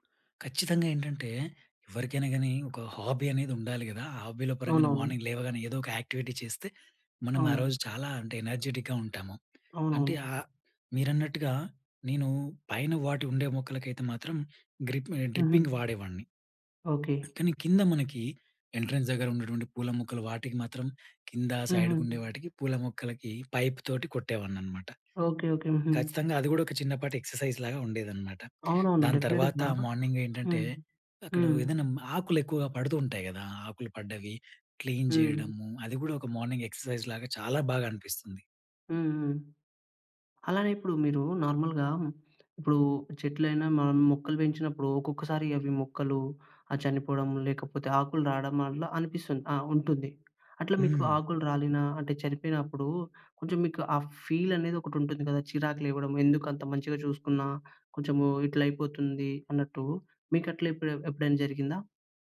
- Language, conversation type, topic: Telugu, podcast, ఇంటి చిన్న తోటను నిర్వహించడం సులభంగా ఎలా చేయాలి?
- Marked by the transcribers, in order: in English: "హాబీ"; in English: "హాబీల"; in English: "మార్నింగ్"; in English: "యాక్టివిటీ"; in English: "ఎనర్జిటిక్‌గా"; in English: "గ్రిప్ డ్రిప్పింగ్"; in English: "ఎంట్రన్స్"; in English: "సైడ్‌కుండే"; in English: "పైప్"; in English: "ఎక్సర్సైజ్"; in English: "మార్నింగ్"; in English: "డెఫినిట్‌గా"; in English: "క్లీన్"; in English: "మార్నింగ్ ఎక్సర్సైజ్"; in English: "నార్మల్‍గా"; in English: "ఫీల్"